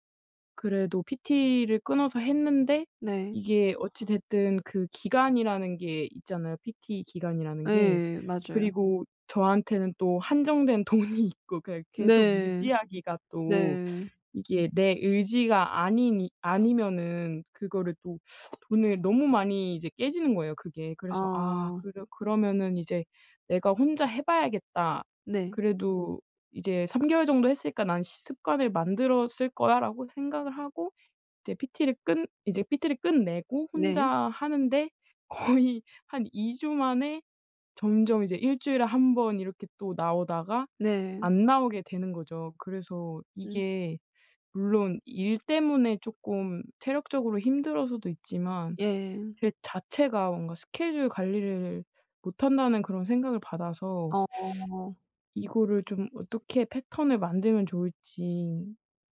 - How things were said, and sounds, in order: laughing while speaking: "돈이 있고"; other background noise; teeth sucking
- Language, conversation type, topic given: Korean, advice, 시간 관리를 하면서 일과 취미를 어떻게 잘 병행할 수 있을까요?